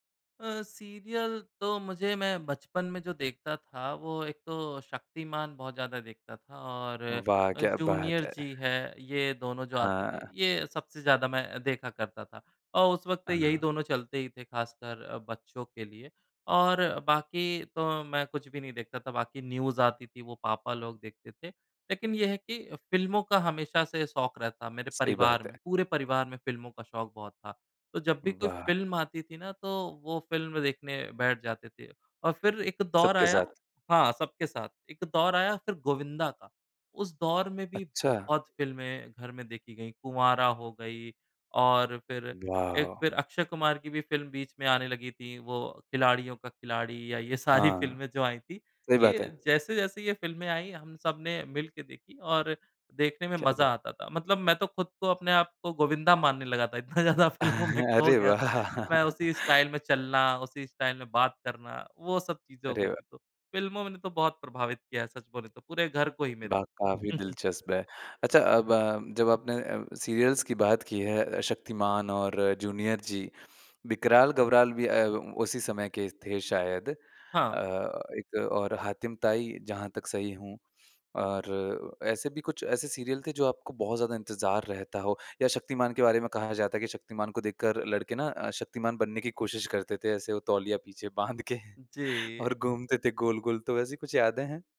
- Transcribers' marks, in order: in English: "न्यूज़"; laughing while speaking: "सारी फ़िल्में"; laughing while speaking: "इतना ज़्यादा फ़िल्मों में खो गया"; laughing while speaking: "अरे वाह!"; in English: "स्टाइल"; in English: "स्टाइल"; chuckle; laughing while speaking: "और घूमते थे"
- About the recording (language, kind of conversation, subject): Hindi, podcast, घर वालों के साथ आपने कौन सी फिल्म देखी थी जो आपको सबसे खास लगी?